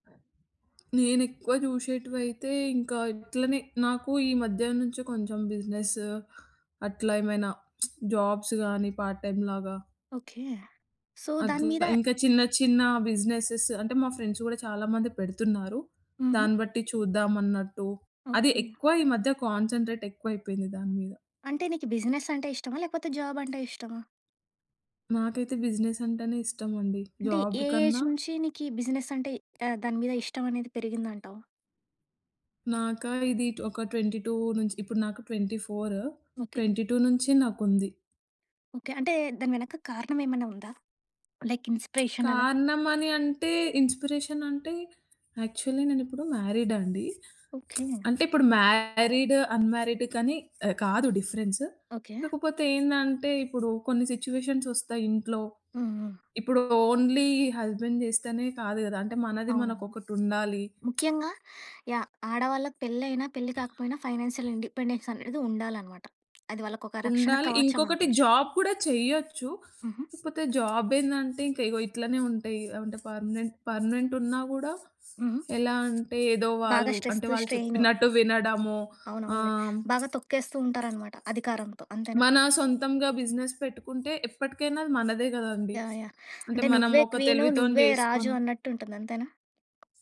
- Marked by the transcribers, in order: tapping; in English: "బిజినెస్"; lip smack; in English: "జాబ్స్"; in English: "పార్ట్ టైమ్"; in English: "సో"; in English: "బిజినెసస్"; in English: "ఫ్రెండ్స్"; in English: "కాన్సంట్రేట్"; in English: "బిజినెస్"; in English: "జాబ్"; in English: "బిజినెస్"; in English: "జాబ్"; in English: "ఏజ్"; in English: "ట్వెంటీ టూ"; in English: "ట్వెంటీ ఫోర్, ట్వెంటీ టూ"; in English: "లైక్ ఇన్స్పిరేషన్"; lip smack; other background noise; in English: "ఇన్స్పిరేషన్"; in English: "యాక్చువలి"; lip smack; in English: "మ్యారీడ్, అన్‌మ్యారీడ్"; in English: "డిఫరెన్స్"; in English: "సిట్యుయేషన్స్"; in English: "ఓన్లీ హస్బెండ్"; lip smack; in English: "ఫైనాన్షియల్ ఇండిపెండెన్స్"; in English: "జాబ్"; in English: "జాబ్"; in English: "పర్మనెంట్ పర్మనెంట్"; in English: "స్ట్రెస్త్, స్ట్రైన్"; in English: "బిజినెస్"; in English: "క్వీన్"
- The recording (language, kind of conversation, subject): Telugu, podcast, సోషియల్ మీడియా వాడుతున్నప్పుడు మరింత జాగ్రత్తగా, అవగాహనతో ఎలా ఉండాలి?